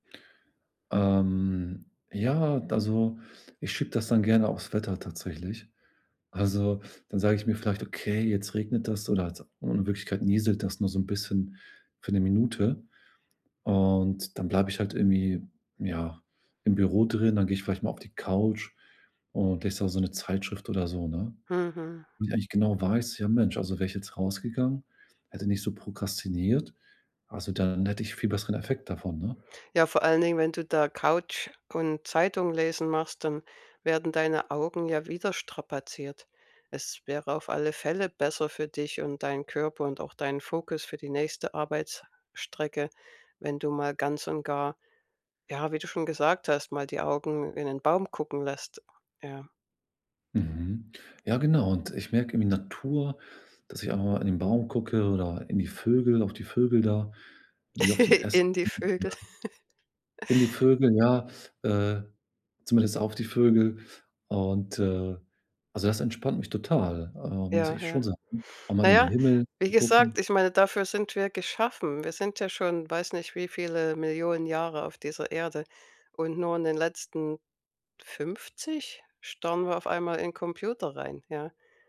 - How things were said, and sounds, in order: other background noise; tapping; chuckle; unintelligible speech
- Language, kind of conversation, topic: German, advice, Wie kann man Pausen sinnvoll nutzen, um die Konzentration zu steigern?